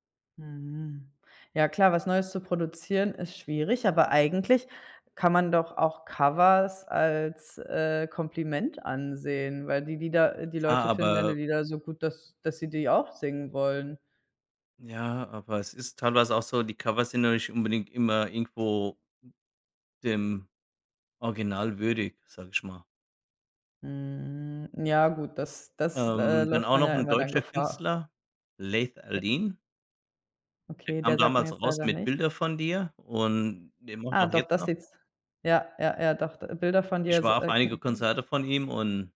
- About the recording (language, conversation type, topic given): German, unstructured, Was hältst du von Künstlern, die nur auf Klickzahlen achten?
- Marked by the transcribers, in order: other background noise; other noise; unintelligible speech